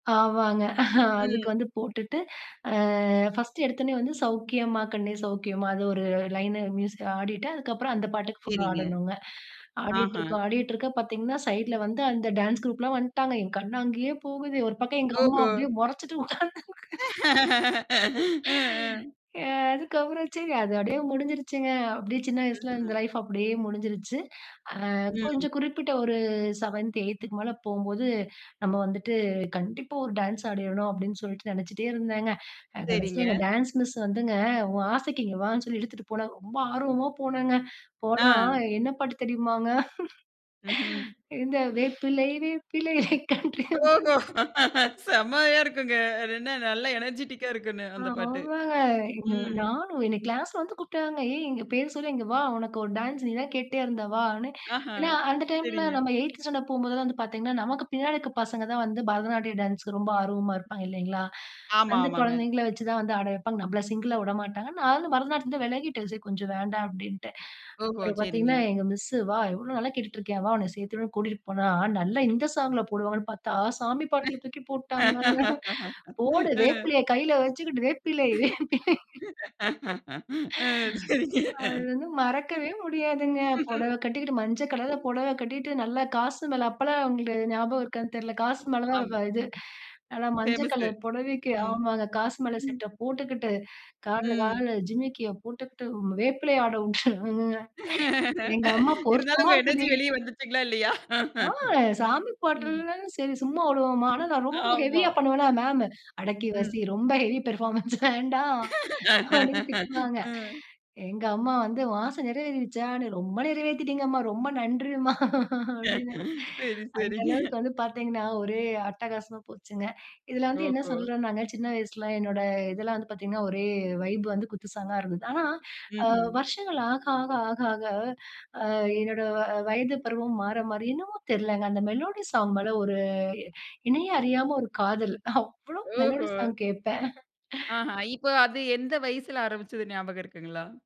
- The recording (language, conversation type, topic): Tamil, podcast, உங்கள் இசைச் சுவை காலப்போக்கில் எப்படி மாறியது?
- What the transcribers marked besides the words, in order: "ஆவாங்க" said as "ஆமாங்க"; chuckle; drawn out: "அ"; laughing while speaking: "அப்படியே முறைச்சிட்டு உட்காந்து"; laughing while speaking: "ம், ம்"; sigh; other background noise; chuckle; laughing while speaking: "வேப்பிலை, கன்றி அம்மன்"; laughing while speaking: "ஓஹோ! செமையா இருக்குங்க. அது என்ன நல்ல எனர்ஜெடிக்கா இருக்கும்ன்னு"; other noise; in English: "எனர்ஜெடிக்கா"; in English: "எய்த்து ஸ்டாண்டர்ட்"; tapping; laughing while speaking: "ம்"; chuckle; laugh; laughing while speaking: "ம். சரிங்க"; sigh; chuckle; in English: "ஃபேமஸ்சு"; laughing while speaking: "உட்டாங்கங்க"; laughing while speaking: "இருந்தாலும் உங்க எனர்ஜி வெளிய வந்துச்சுங்களா இல்லையா?"; in English: "ஹெவியா"; laughing while speaking: "ஹெவி பெர்ஃபார்மன்ஸ் வேண்டாம்"; in English: "ஹெவி பெர்ஃபார்மன்ஸ்"; laugh; laughing while speaking: "சரி, சரிங்க"; chuckle; in English: "வைப்"; in English: "மெலோடி சாங்"; drawn out: "ஒரு"; in English: "மெலோடி சாங்"; chuckle